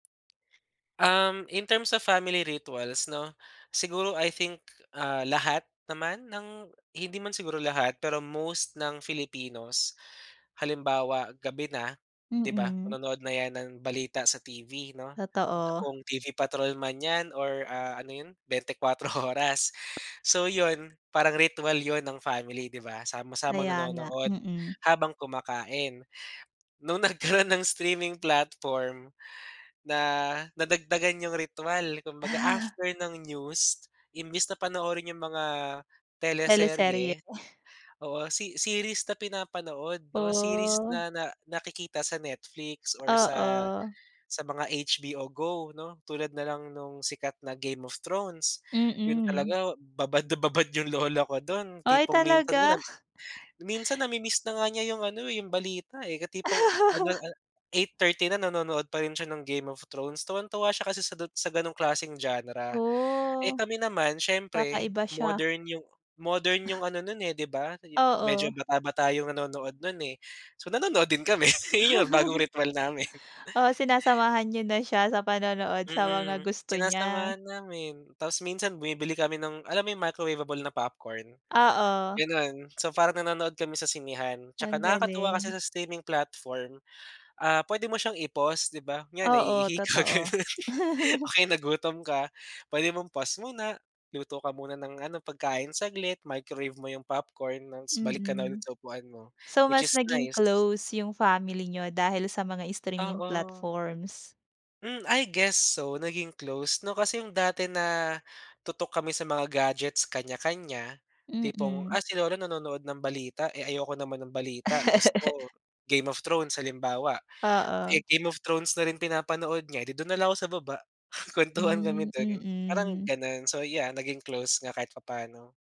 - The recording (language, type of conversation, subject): Filipino, podcast, Paano nagbago ang paraan ng panonood natin dahil sa mga plataporma ng panonood sa internet?
- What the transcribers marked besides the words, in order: in English: "in terms of family rituals"; laughing while speaking: "Oras"; tapping; laughing while speaking: "nagkaroon"; in English: "streaming platform"; laugh; other background noise; chuckle; laughing while speaking: "kami iyon"; snort; breath; in English: "streaming platform"; laughing while speaking: "ka ganun"; chuckle; in English: "streaming platforms"; laugh; snort